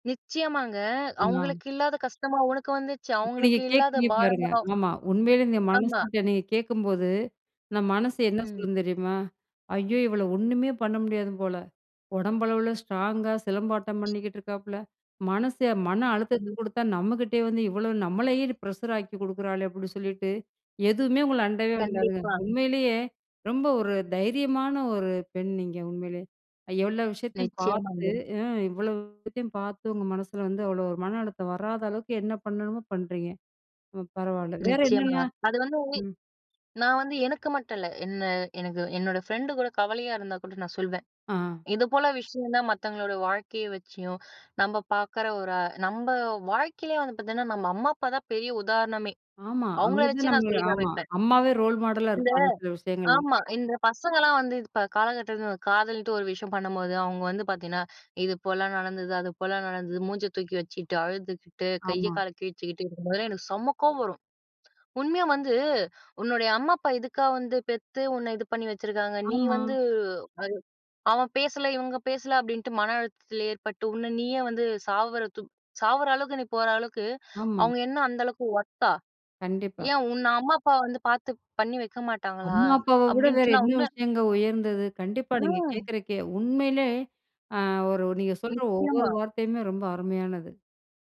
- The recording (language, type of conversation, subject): Tamil, podcast, மன அழுத்தமாக இருக்கிறது என்று உங்களுக்கு புரிந்தவுடன் முதலில் நீங்கள் என்ன செய்கிறீர்கள்?
- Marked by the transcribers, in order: other noise; in English: "ஒர்த்தா?"